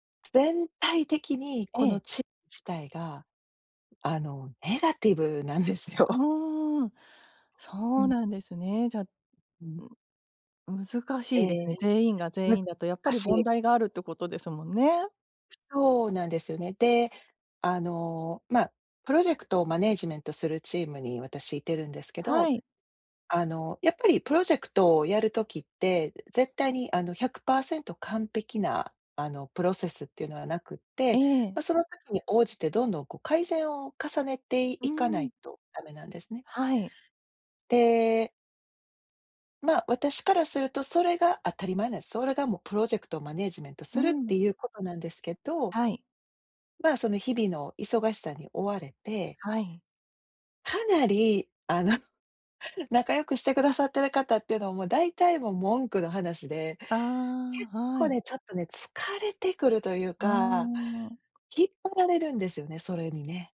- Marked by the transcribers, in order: laughing while speaking: "なんですよ"; laughing while speaking: "あの"; laugh; other background noise; other noise
- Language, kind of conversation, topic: Japanese, advice, 関係を壊さずに相手に改善を促すフィードバックはどのように伝えればよいですか？